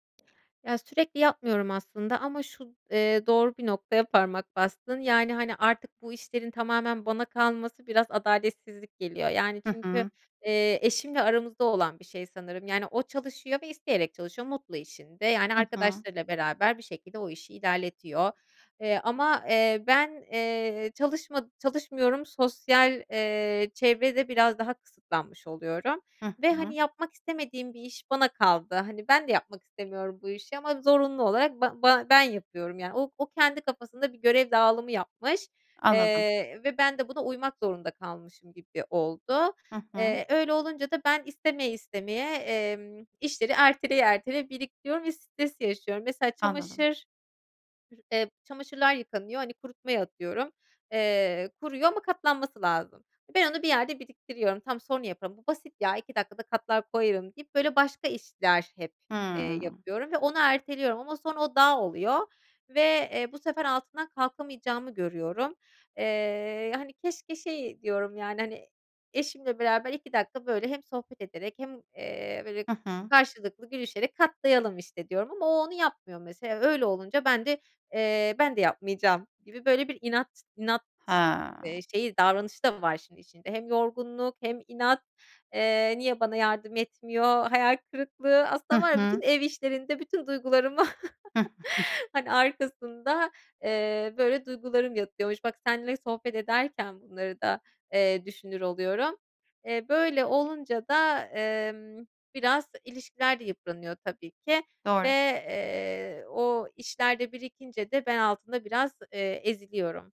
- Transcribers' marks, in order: other background noise; giggle; chuckle
- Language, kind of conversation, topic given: Turkish, advice, Erteleme alışkanlığımı nasıl kırıp görevlerimi zamanında tamamlayabilirim?